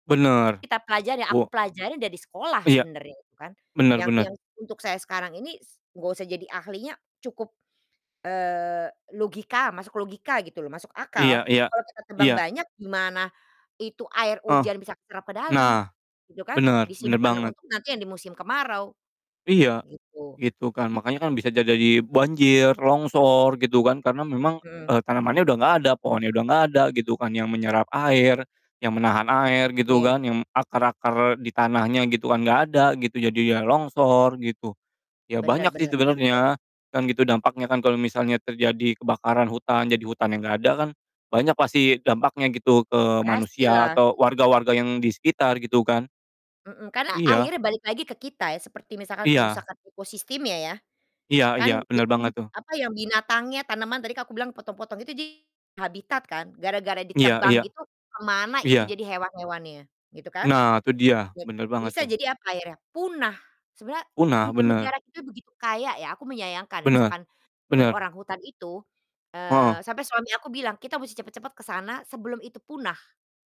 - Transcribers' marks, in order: other noise; distorted speech; other background noise; unintelligible speech
- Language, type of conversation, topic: Indonesian, unstructured, Apa yang paling membuatmu prihatin tentang banyaknya kebakaran hutan yang terjadi setiap tahun?